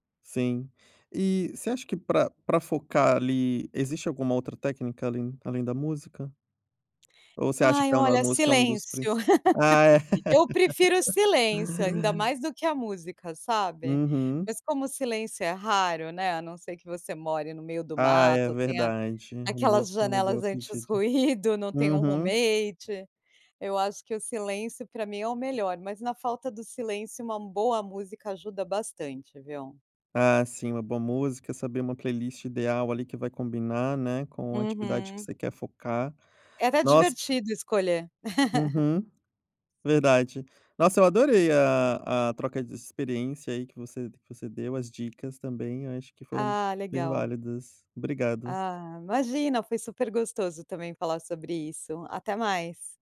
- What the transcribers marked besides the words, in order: laugh; laugh; "antirruído" said as "antisruído"; in English: "roommate"; giggle
- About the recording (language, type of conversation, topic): Portuguese, podcast, Como a música influencia seu foco nas atividades?